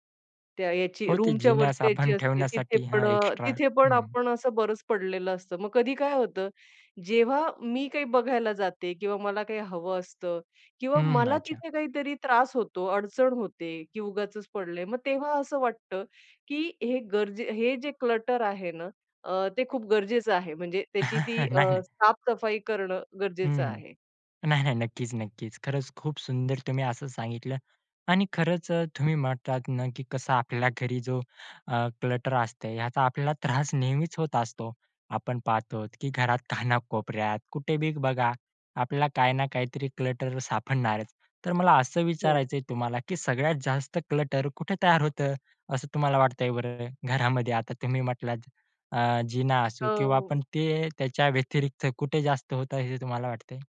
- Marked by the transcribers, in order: in English: "रूमच्या"; in English: "एक्स्ट्रा"; in English: "क्लटर"; laughing while speaking: "नाही ना"; in English: "क्लटर"; in English: "क्लटर"; in English: "क्लटर"
- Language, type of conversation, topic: Marathi, podcast, घरातला पसारा टाळण्यासाठी तुमचे कोणते सोपे उपाय आहेत?